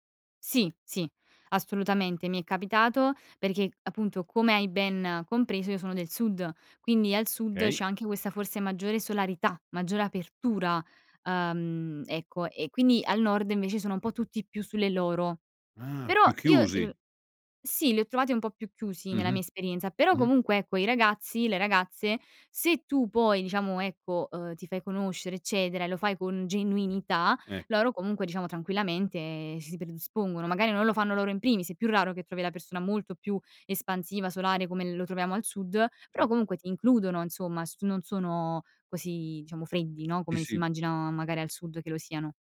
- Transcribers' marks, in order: "Okay" said as "kay"
- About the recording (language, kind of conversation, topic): Italian, podcast, Come può un sorriso cambiare un incontro?